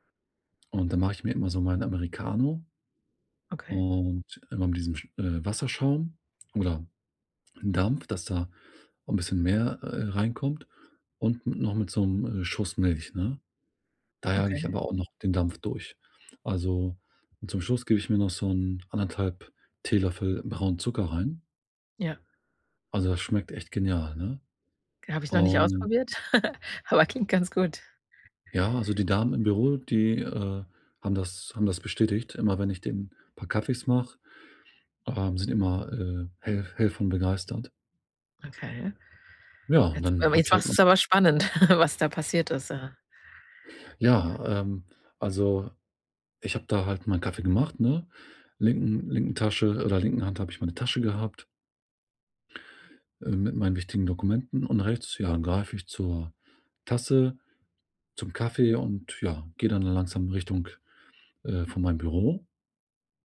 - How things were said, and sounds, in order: tapping; other background noise; laugh; laugh
- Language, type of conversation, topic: German, advice, Wie gehst du mit Scham nach einem Fehler bei der Arbeit um?